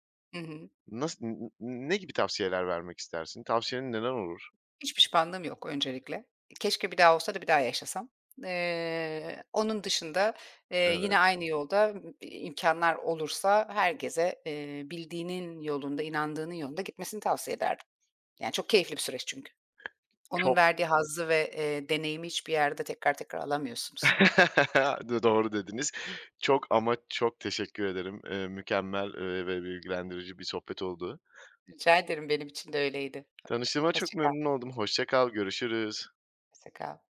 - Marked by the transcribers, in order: tapping; chuckle
- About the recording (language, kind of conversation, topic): Turkish, podcast, Hayatını değiştiren karar hangisiydi?